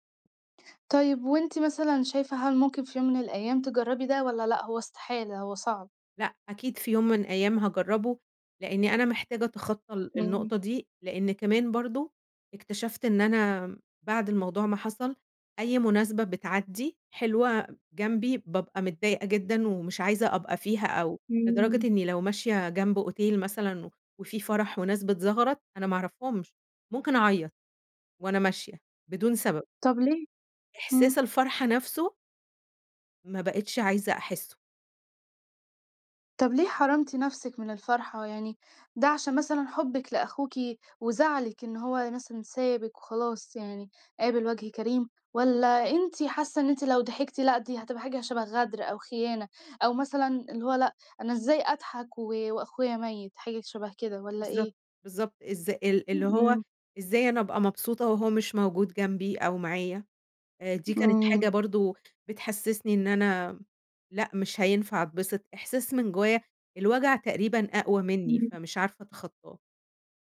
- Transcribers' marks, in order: in French: "أوتيل"; background speech; sad: "بتحسّسني إن أنا لأ مش هينفع أتبسط"; other background noise
- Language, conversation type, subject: Arabic, podcast, ممكن تحكي لنا عن ذكرى عائلية عمرك ما هتنساها؟
- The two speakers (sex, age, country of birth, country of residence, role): female, 18-19, Egypt, Egypt, host; female, 30-34, Egypt, Egypt, guest